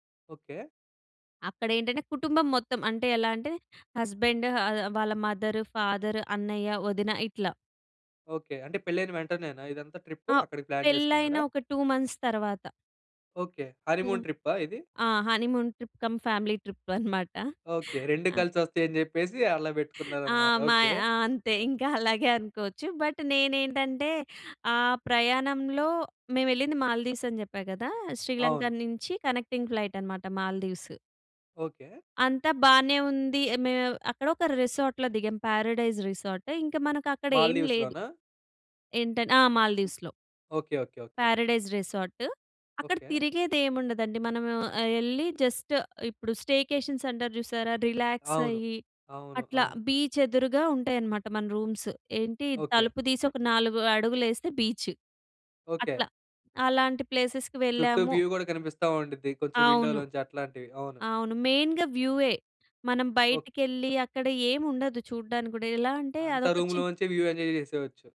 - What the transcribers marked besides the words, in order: in English: "హస్బెండ్"; in English: "మదర్ ఫాదర్"; in English: "ట్రిప్"; in English: "ప్లాన్"; in English: "మంత్స్"; in English: "హానీమూన్"; in English: "హనీమూన్ ట్రిప్ కమ్ ఫ్యామిలీ ట్రిప్"; giggle; chuckle; in English: "బట్"; in English: "కనెక్టింగ్"; in English: "రిసార్ట్‌లో"; in English: "రిసార్ట్"; in English: "రిసార్ట్"; in English: "జస్ట్"; in English: "స్టేకేషన్స్"; in English: "రిలాక్స్"; in English: "బీచ్"; in English: "రూమ్స్"; in English: "బీచ్"; in English: "ప్లేసెస్‍కి"; in English: "వ్యూ"; in English: "మెయిన్‌గా వ్యూయే"; in English: "వ్యూ ఎంజాయ్"
- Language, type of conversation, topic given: Telugu, podcast, మీ ప్రయాణంలో నేర్చుకున్న ఒక ప్రాముఖ్యమైన పాఠం ఏది?